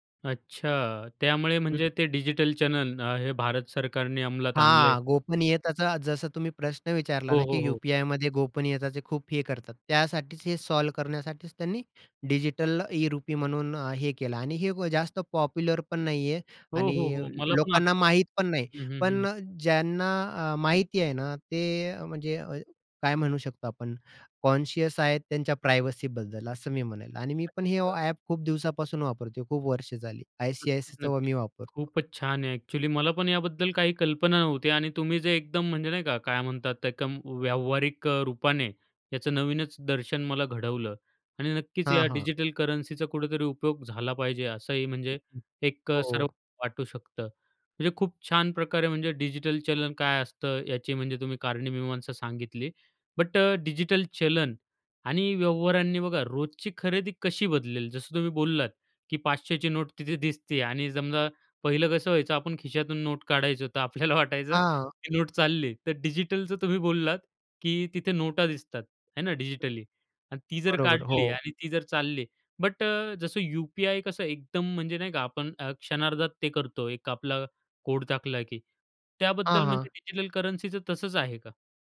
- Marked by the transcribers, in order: in English: "डिजिटल चॅनेल"; in English: "पॉप्युलर"; in English: "कॉन्शियस"; tapping; in English: "डिजिटल करन्सीचा"; in English: "बट"; laughing while speaking: "आपल्याला"; other background noise; in English: "बट"; in English: "डिजिटल करन्सीचं"
- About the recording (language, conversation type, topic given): Marathi, podcast, डिजिटल चलन आणि व्यवहारांनी रोजची खरेदी कशी बदलेल?